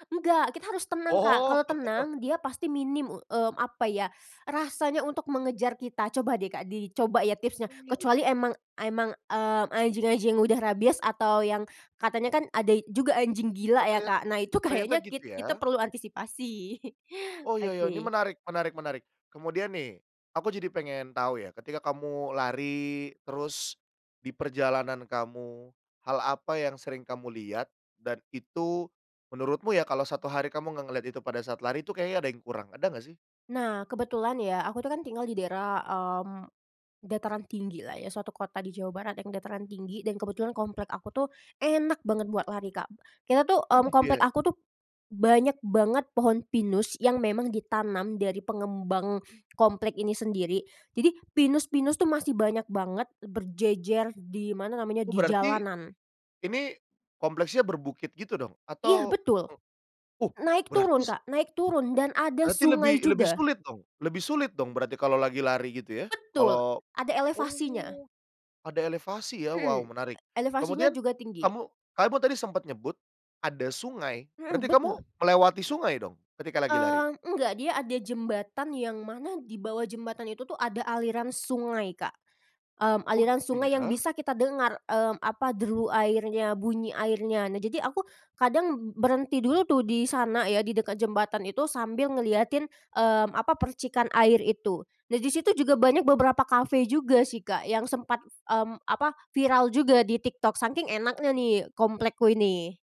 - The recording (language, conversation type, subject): Indonesian, podcast, Apa kebiasaan pagi yang bikin harimu jadi lebih baik?
- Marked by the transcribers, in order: laughing while speaking: "Oh"; chuckle; teeth sucking; laughing while speaking: "itu"; chuckle; other background noise; tapping